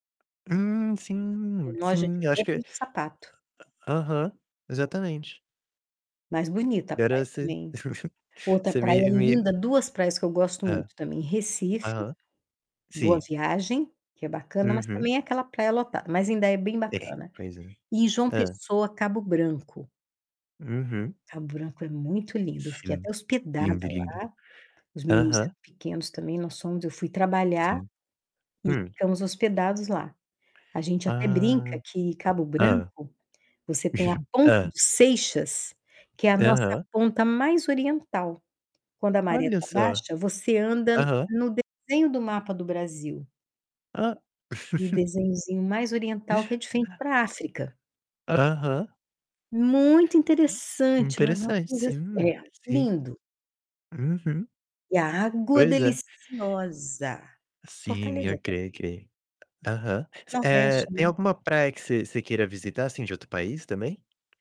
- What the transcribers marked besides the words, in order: tapping; distorted speech; chuckle; chuckle; chuckle; other background noise
- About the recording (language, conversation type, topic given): Portuguese, unstructured, Qual é a lembrança mais feliz que você tem na praia?